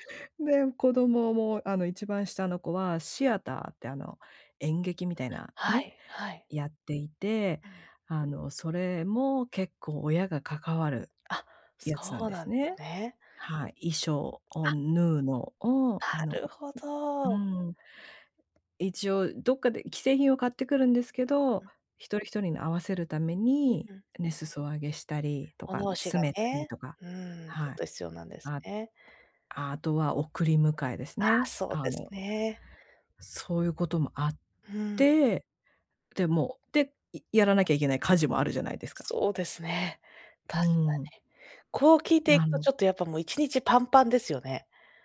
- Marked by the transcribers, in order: none
- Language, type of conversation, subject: Japanese, advice, 人間関係の期待に応えつつ、自分の時間をどう確保すればよいですか？